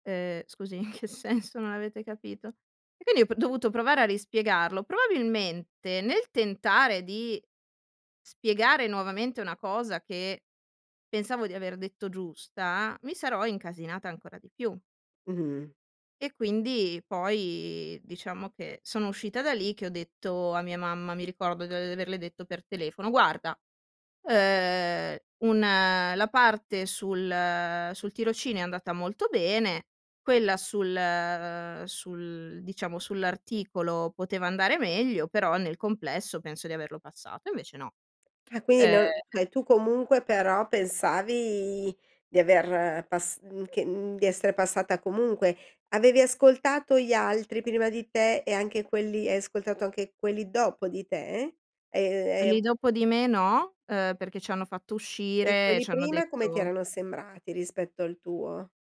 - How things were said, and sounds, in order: put-on voice: "Eh, scusi, in che senso non avete capito?"; laughing while speaking: "in che senso"; tapping; "quindi" said as "quini"
- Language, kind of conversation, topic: Italian, podcast, Cosa ti ha aiutato a perdonarti dopo un errore?